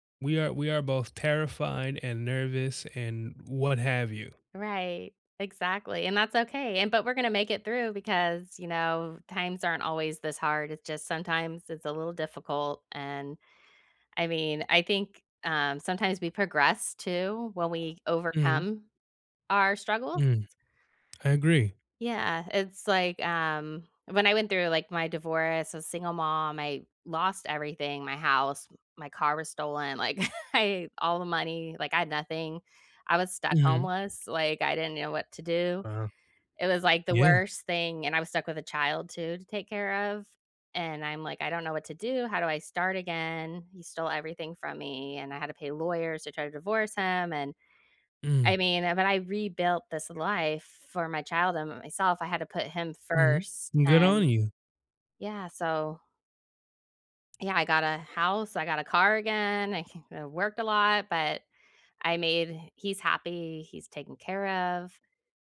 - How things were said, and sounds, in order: laughing while speaking: "like, I"
- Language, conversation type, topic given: English, unstructured, How can focusing on happy memories help during tough times?